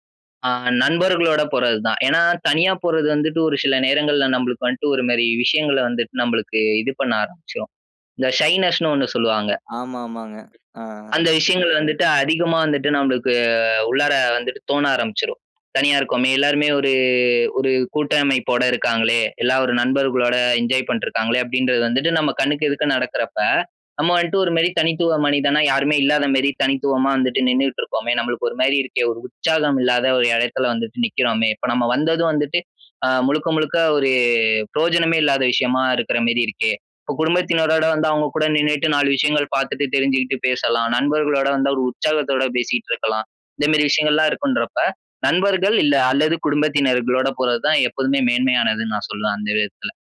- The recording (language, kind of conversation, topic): Tamil, podcast, ஒரு ஊரில் நீங்கள் பங்கெடுத்த திருவிழாவின் அனுபவத்தைப் பகிர்ந்து சொல்ல முடியுமா?
- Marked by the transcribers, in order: "வந்துட்டு" said as "வண்டு"; in English: "ஷைனஸ் ன்னு"; other noise; other background noise; "வந்துட்டு" said as "வந்ட்டு"; "மாரி" said as "மேரி"; "மாரி" said as "மேரி"; "மாரி" said as "மேரி"; "மாரி" said as "மேரி"